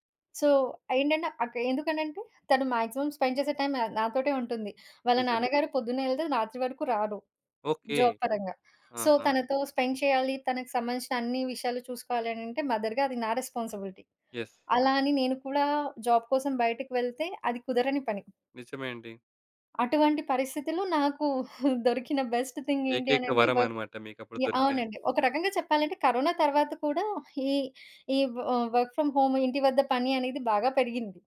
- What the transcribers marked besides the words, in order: in English: "సో"; in English: "మ్యాక్సిమమ్ స్పెండ్"; other background noise; in English: "జాబ్"; in English: "సో"; in English: "స్పెండ్"; in English: "మదర్‌గా"; in English: "రెస్పాన్సిబిలిటీ"; in English: "యెస్"; in English: "జాబ్"; chuckle; in English: "బెస్ట్ థింగ్"; in English: "వర్క్"; tapping; in English: "వర్క్ ఫ్రమ్ హోమ్"
- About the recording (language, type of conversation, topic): Telugu, podcast, ఇంటినుంచి పని చేసే అనుభవం మీకు ఎలా ఉంది?